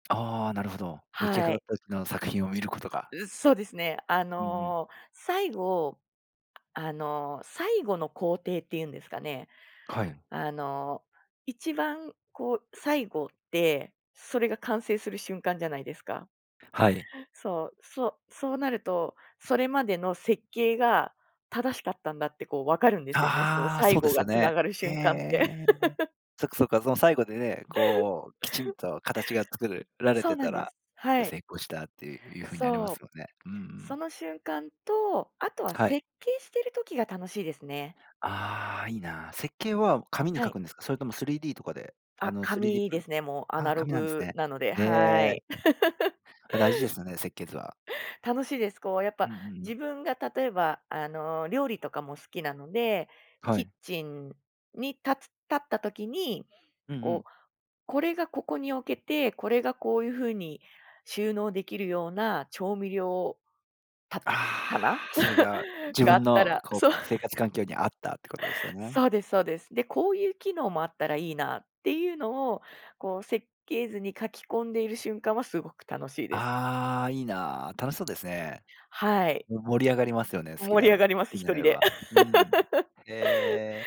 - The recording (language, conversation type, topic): Japanese, podcast, 最近ハマっている趣味は何ですか？
- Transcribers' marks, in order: tapping; other noise; laugh; laugh; laugh; laugh